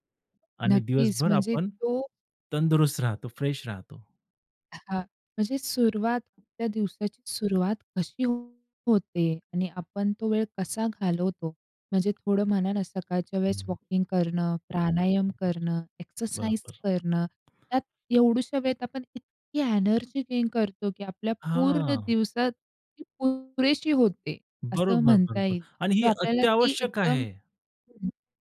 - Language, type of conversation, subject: Marathi, podcast, रोजच्या चिंतांपासून मनाला मोकळेपणा मिळण्यासाठी तुम्ही काय करता?
- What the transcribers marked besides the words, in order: other noise; tapping; unintelligible speech; other background noise